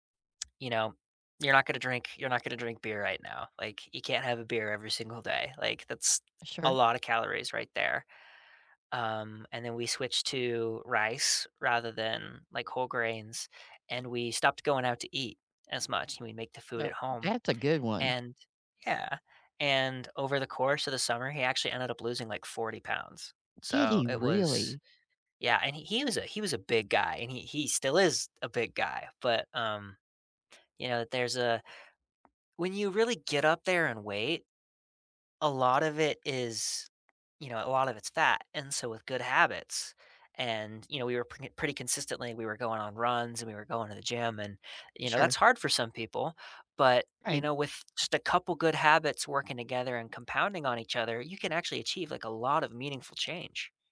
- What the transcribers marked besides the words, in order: tapping
- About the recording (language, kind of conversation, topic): English, unstructured, How can you persuade someone to cut back on sugar?